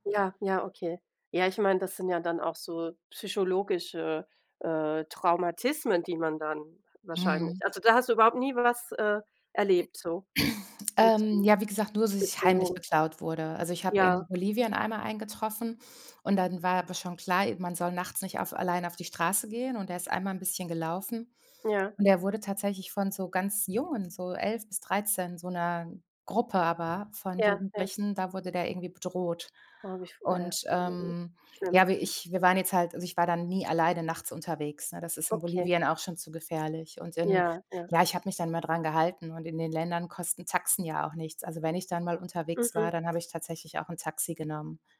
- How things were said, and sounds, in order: "Traumata" said as "Traumatismen"; throat clearing; unintelligible speech
- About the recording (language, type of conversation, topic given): German, unstructured, Wie bist du auf Reisen mit unerwarteten Rückschlägen umgegangen?